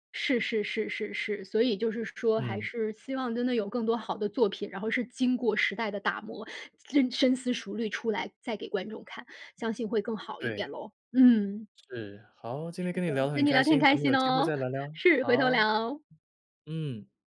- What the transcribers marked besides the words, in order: other background noise
- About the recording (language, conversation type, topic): Chinese, podcast, 为什么老故事总会被一再翻拍和改编？